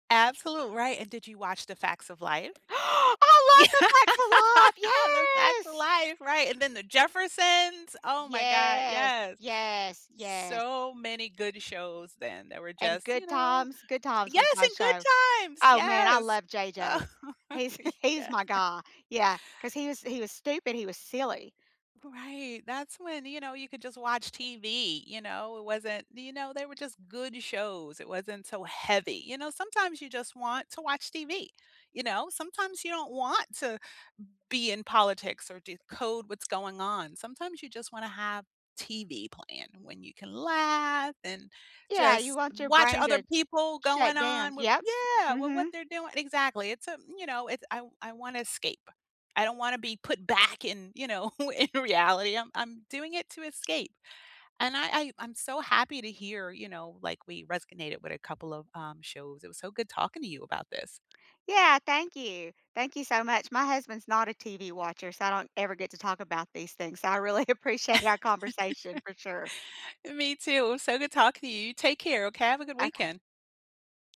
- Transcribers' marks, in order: gasp; joyful: "I love The Facts of Life! Yes"; laughing while speaking: "Yeah"; drawn out: "Yes"; chuckle; laugh; laughing while speaking: "Yeah"; stressed: "heavy"; laughing while speaking: "know, in"; laughing while speaking: "really appreciate"; laugh
- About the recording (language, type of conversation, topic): English, unstructured, Which guilty-pleasure show, movie, book, or song do you proudly defend—and why?